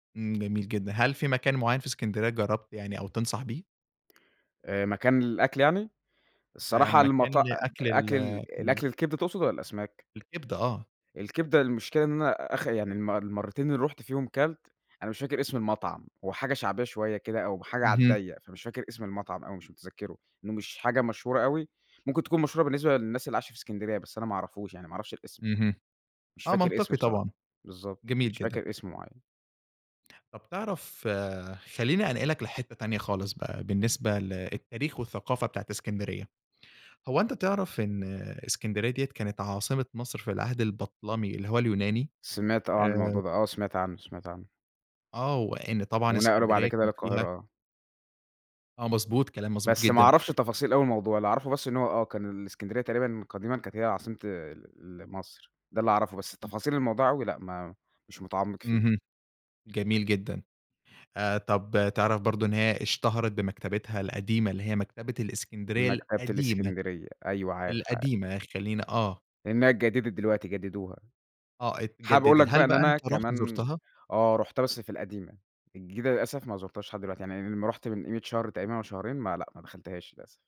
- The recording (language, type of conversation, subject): Arabic, podcast, إيه أجمل مدينة زرتها وليه حبيتها؟
- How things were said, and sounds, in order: unintelligible speech; tapping